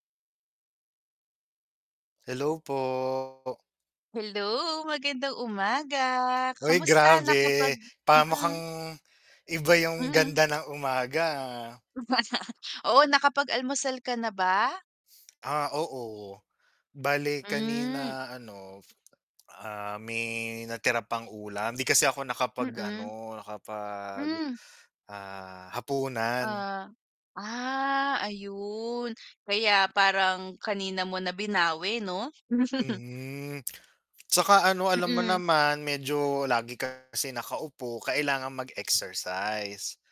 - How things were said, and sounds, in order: static; laugh; tapping; drawn out: "ah"; laugh; lip smack; distorted speech
- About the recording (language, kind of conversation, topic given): Filipino, unstructured, Paano mo mahihikayat ang isang taong laging may dahilan para hindi mag-ehersisyo?